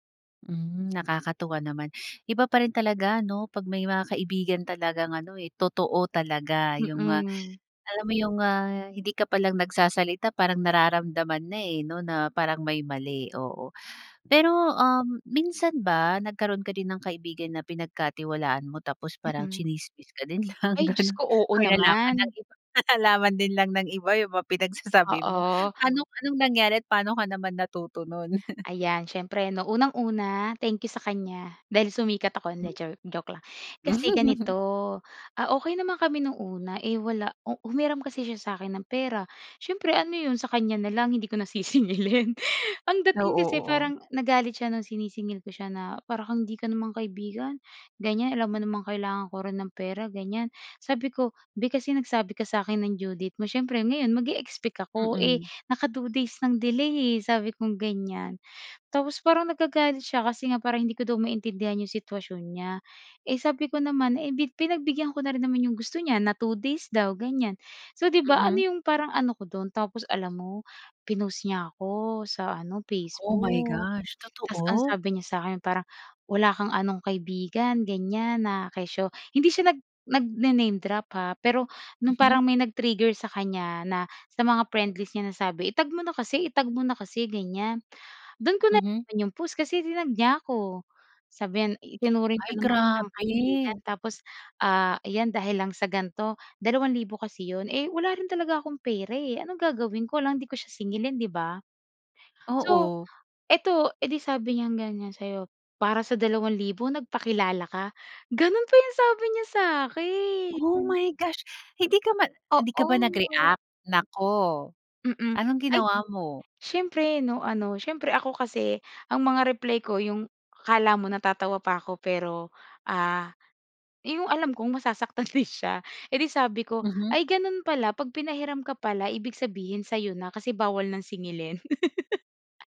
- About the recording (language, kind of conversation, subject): Filipino, podcast, Ano ang papel ng mga kaibigan sa paghilom mo?
- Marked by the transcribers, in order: lip smack; laughing while speaking: "din lang ganun nalaman ng … mga pinagsasabi mo"; chuckle; chuckle; laughing while speaking: "hindi ko nasisingilin?"; surprised: "Oh my gosh, totoo?"; surprised: "Ay grabe!"; surprised: "Oh my gosh!"; laughing while speaking: "masasaktan rin siya"; laugh